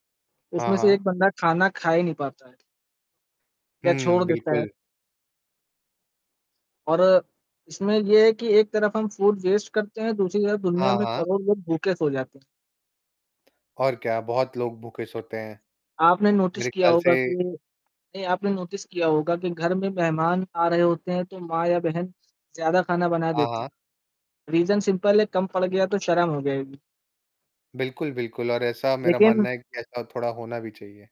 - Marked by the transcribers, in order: static; tapping; in English: "फूड वेस्ट"; in English: "नोटिस"; in English: "नोटिस"; in English: "रीज़न सिंपल"; distorted speech
- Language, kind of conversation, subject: Hindi, unstructured, क्या आपको लगता है कि लोग खाने की बर्बादी होने तक ज़रूरत से ज़्यादा खाना बनाते हैं?